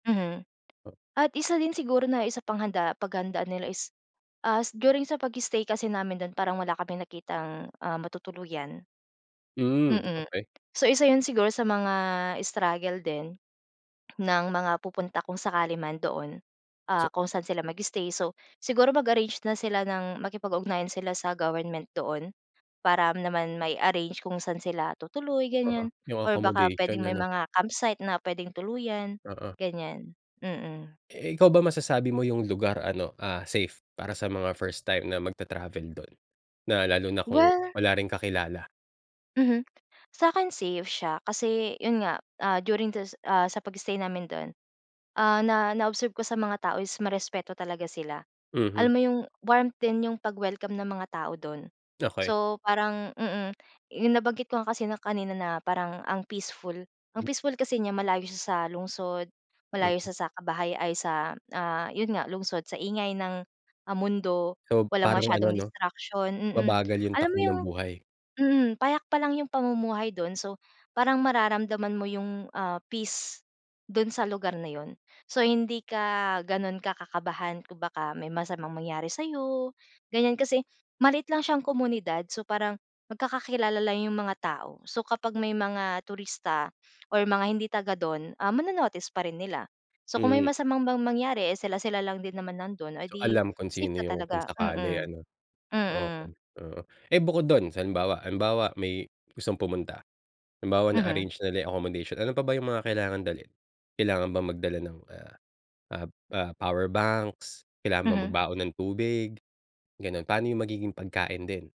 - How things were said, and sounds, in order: swallow; tapping
- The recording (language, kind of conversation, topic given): Filipino, podcast, Ano ang paborito mong alaala sa paglalakbay kasama ang pamilya o mga kaibigan?